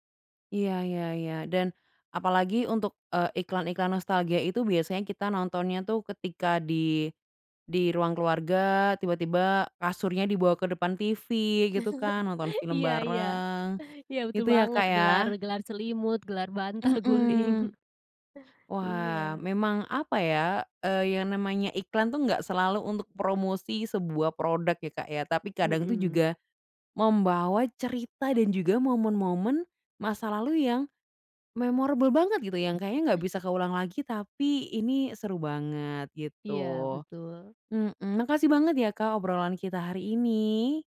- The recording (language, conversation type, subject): Indonesian, podcast, Jingle iklan lawas mana yang masih nempel di kepala?
- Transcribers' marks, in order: chuckle; laughing while speaking: "bantal, guling"; in English: "memorable"